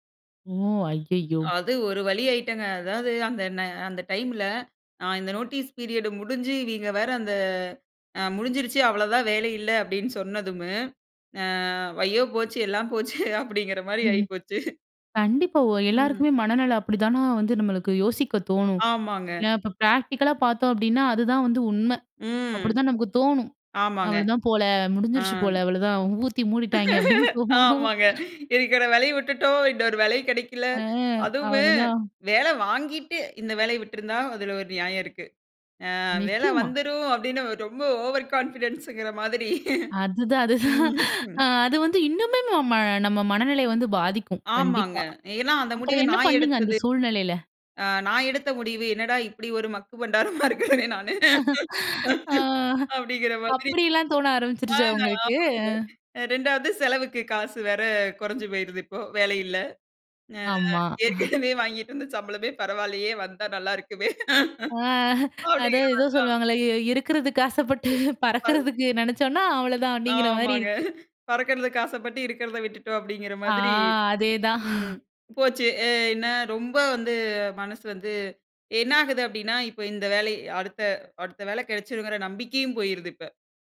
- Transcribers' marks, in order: in English: "நோட்டீஸ் பீரியட்"; "சொன்னதும்மே" said as "சொன்னதும்மு"; laughing while speaking: "ஐயோ! போச்சு எல்லாம் போச்சே அப்டின்கிற மாரி ஆகி போச்சு"; chuckle; in English: "பிராக்டிகலா"; laughing while speaking: "மூடிட்டாங்க அப்டின்னு தோணும்"; laughing while speaking: "ஆமாங்க இருக்குற வேலையும் விட்டுட்டோம் இன்னொரு … ஓவர் கான்ஃபிடன்ஸ்ன்கிற மாதிரி"; laughing while speaking: "அ அவ்வளதான்"; in English: "ஓவர் கான்ஃபிடன்ஸ்ன்கிற"; laugh; chuckle; laughing while speaking: "மக்கு பண்டாரமா இருக்கிறேன் நானு அப்டின்கிற … இருக்குமே. அப்டிங்கிற மாரிதான்"; laughing while speaking: "ஆ அப்படியெல்லாம் தோண ஆரம்பிச்சிருச்சா உங்களுக்கு?"; laughing while speaking: "ஆ. அதான் ஏதோ சொல்லுவாங்கல்ல இ … அப்டிங்கிற மாரி இருக்கு"; unintelligible speech; laughing while speaking: "ஆமாங்க பறக்கறதுக்கு ஆசப்பட்டு இருக்கறத விட்டுட்டோம் அப்டின்கிற மாதிரி ம் போச்சு"; laughing while speaking: "ஆ அதேதான்"
- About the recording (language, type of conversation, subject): Tamil, podcast, மனநலமும் வேலைவாய்ப்பும் இடையே சமநிலையை எப்படிப் பேணலாம்?